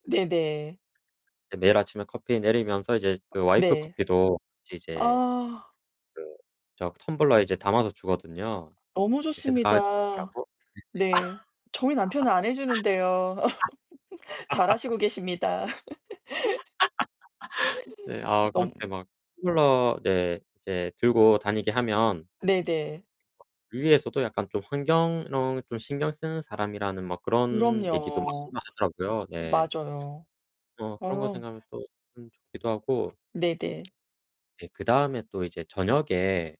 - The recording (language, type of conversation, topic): Korean, unstructured, 하루 중 가장 행복한 순간은 언제인가요?
- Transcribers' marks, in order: tapping; laugh; laughing while speaking: "잘하시고 계십니다"; laughing while speaking: "아"; laugh; other background noise; unintelligible speech